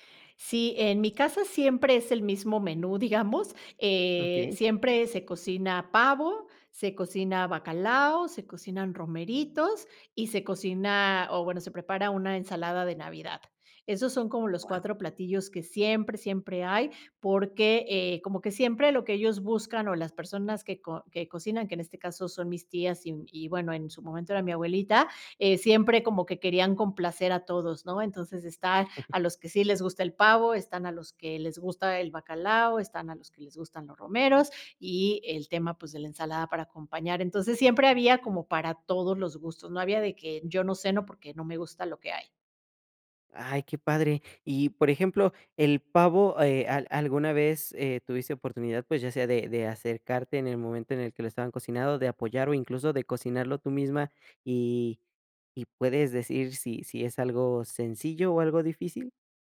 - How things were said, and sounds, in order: laughing while speaking: "digamos"; chuckle
- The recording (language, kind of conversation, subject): Spanish, podcast, ¿Qué tradición familiar te hace sentir que realmente formas parte de tu familia?